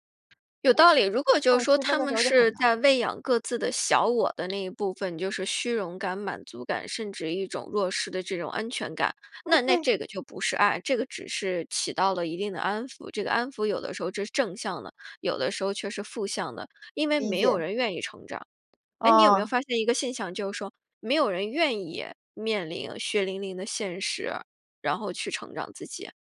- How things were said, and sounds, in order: other background noise
- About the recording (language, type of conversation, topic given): Chinese, podcast, 你觉得如何区分家庭支持和过度干预？